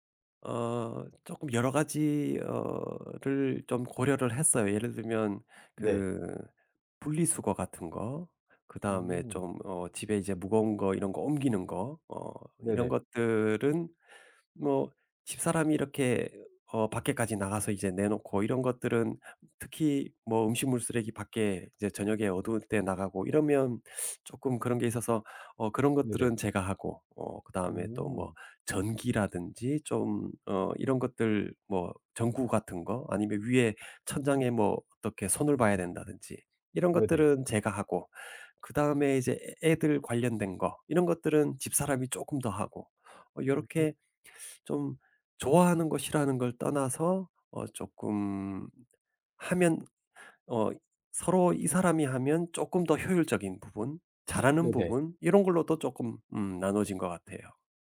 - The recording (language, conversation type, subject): Korean, podcast, 집안일 분담은 보통 어떻게 정하시나요?
- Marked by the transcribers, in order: none